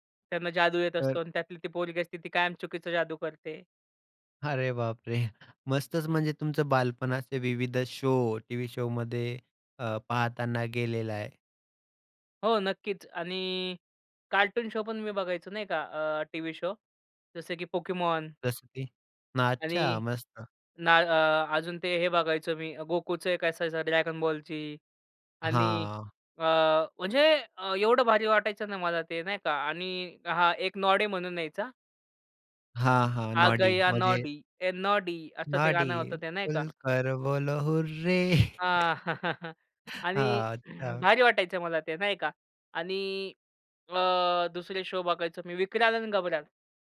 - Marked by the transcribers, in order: laughing while speaking: "अरे बाप रे, मस्तच!"; drawn out: "आणि"; "पोकेमॉन" said as "पोकीमॉन"; drawn out: "हां"; "नॉडी" said as "नॉडे"; in Hindi: "आ गया"; singing: "आ गया"; in Hindi: "खुलकर बोलो हुर्रे"; singing: "खुलकर बोलो हुर्रे"; laugh; throat clearing; chuckle
- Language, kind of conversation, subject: Marathi, podcast, बालपणी तुमचा आवडता दूरदर्शनवरील कार्यक्रम कोणता होता?